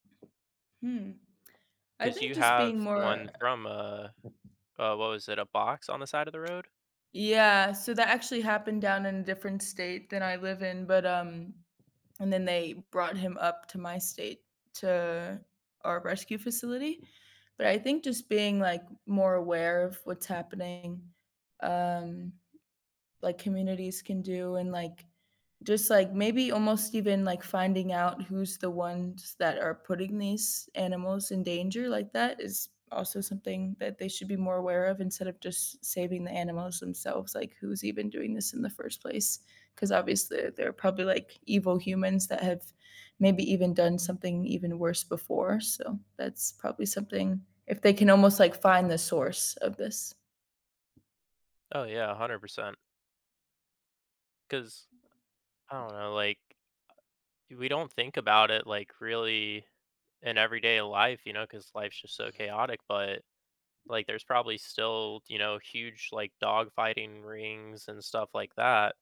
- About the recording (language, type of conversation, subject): English, unstructured, How do you think people should respond when they witness animal cruelty in public?
- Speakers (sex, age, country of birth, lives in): female, 20-24, United States, United States; male, 30-34, United States, United States
- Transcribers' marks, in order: tapping; other background noise; other noise